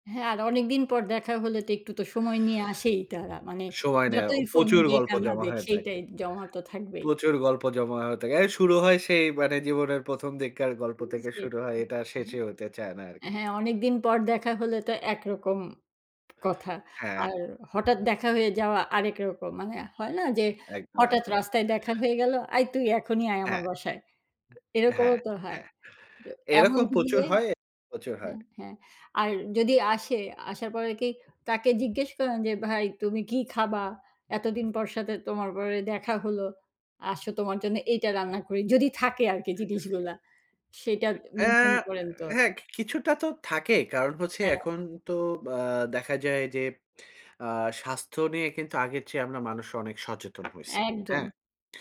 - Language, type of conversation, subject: Bengali, podcast, অতিথি আপ্যায়নে আপনার কোনো বিশেষ কৌশল আছে কি?
- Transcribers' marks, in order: other background noise; tapping